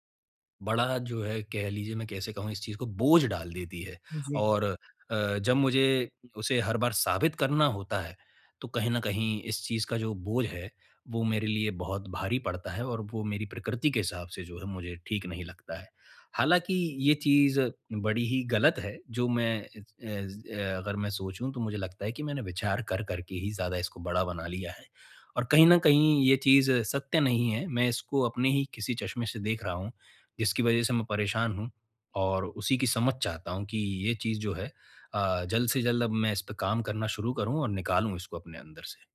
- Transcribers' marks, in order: none
- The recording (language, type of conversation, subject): Hindi, advice, तारीफ मिलने पर असहजता कैसे दूर करें?